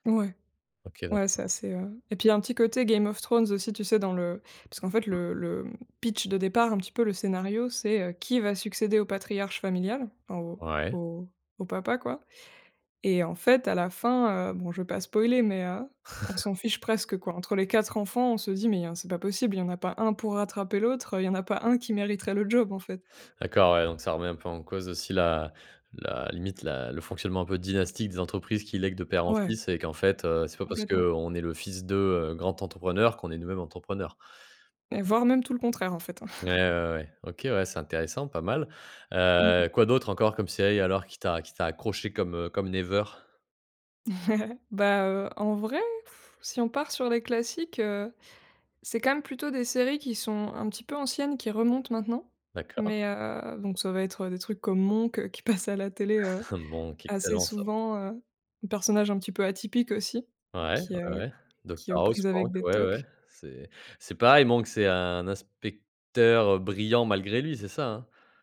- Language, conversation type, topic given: French, podcast, Quelle série télé t’a accrochée comme jamais ?
- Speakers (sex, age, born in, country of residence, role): female, 25-29, France, France, guest; male, 30-34, France, France, host
- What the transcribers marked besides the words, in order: chuckle; chuckle; chuckle; blowing; chuckle